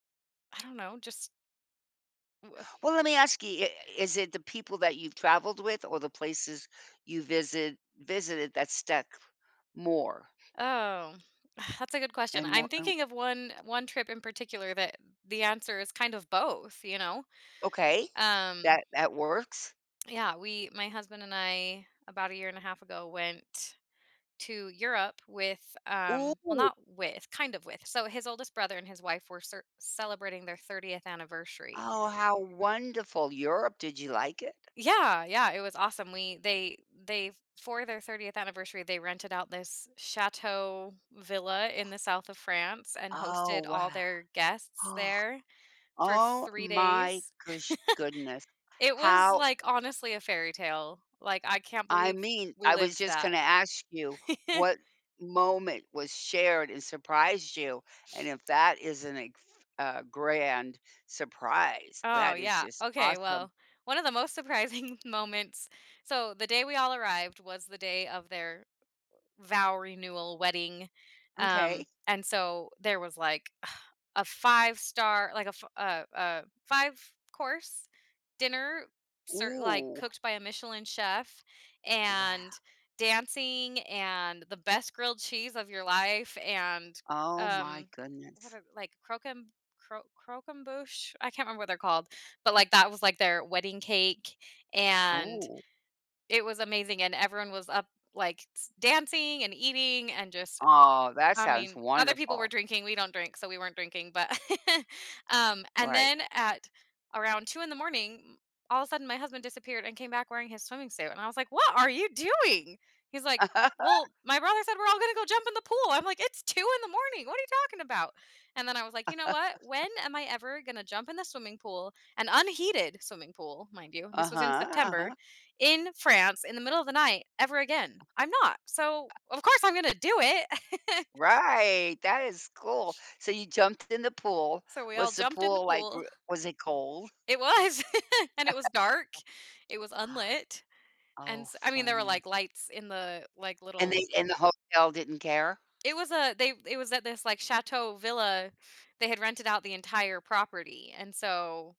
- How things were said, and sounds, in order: other background noise; laugh; chuckle; sniff; laughing while speaking: "surprising"; sigh; chuckle; laugh; laugh; chuckle; laugh; gasp
- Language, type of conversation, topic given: English, unstructured, What experiences or moments turn an ordinary trip into something unforgettable?